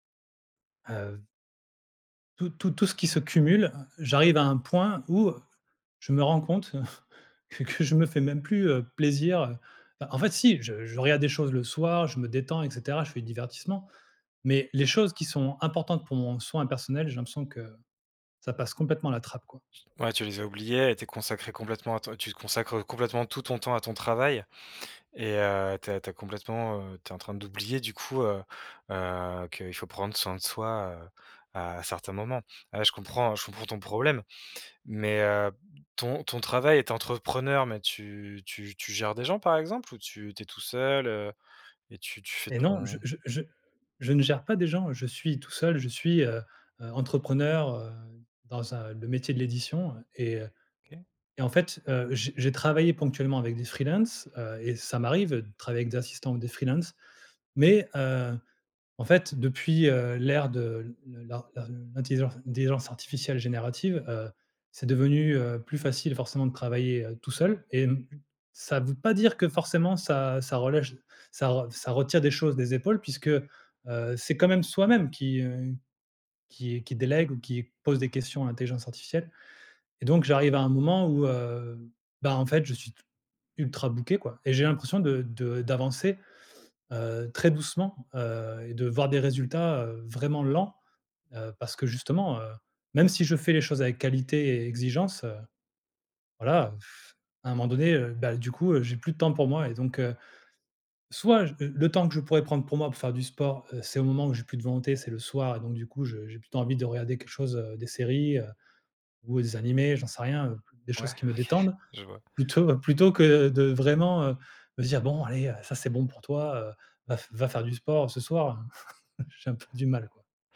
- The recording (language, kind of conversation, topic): French, advice, Comment votre mode de vie chargé vous empêche-t-il de faire des pauses et de prendre soin de vous ?
- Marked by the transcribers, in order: chuckle; put-on voice: "freelance"; put-on voice: "freelance"; "l'intelligence" said as "l’intelliseurse"; "intelligence" said as "telligence"; in English: "booké"; teeth sucking; gasp; laughing while speaking: "OK"; chuckle